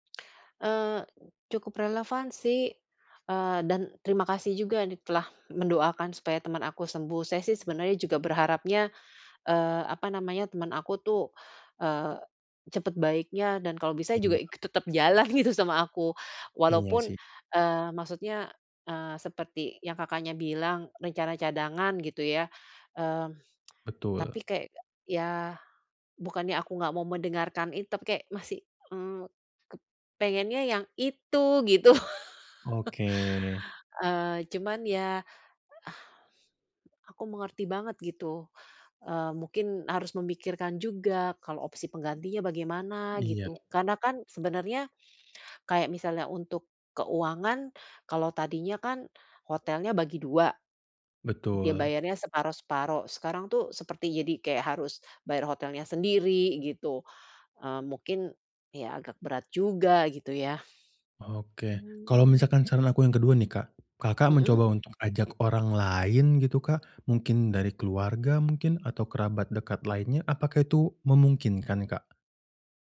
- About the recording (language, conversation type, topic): Indonesian, advice, Bagaimana saya menyesuaikan rencana perjalanan saat terjadi hal-hal tak terduga?
- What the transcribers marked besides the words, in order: laughing while speaking: "jalan gitu"; tsk; laughing while speaking: "gitu"; chuckle; tapping; "separuh-separuh" said as "separoh-separok"